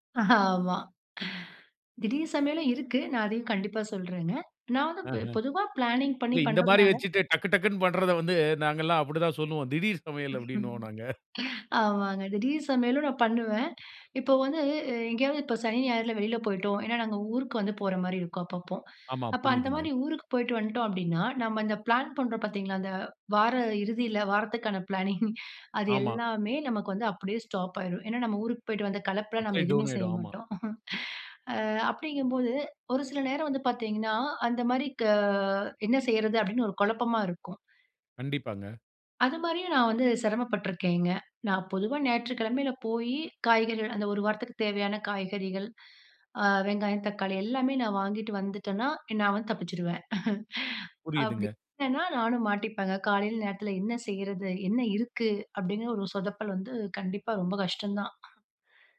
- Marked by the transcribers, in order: laughing while speaking: "அ ஆமா"; in English: "பிளானிங்"; chuckle; in English: "பிளானிங்"; chuckle; in English: "டவுன்"; chuckle; chuckle
- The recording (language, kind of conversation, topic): Tamil, podcast, வீட்டில் அவசரமாக இருக்கும் போது விரைவாகவும் சுவையாகவும் உணவு சமைக்க என்னென்ன உத்திகள் பயன்படும்?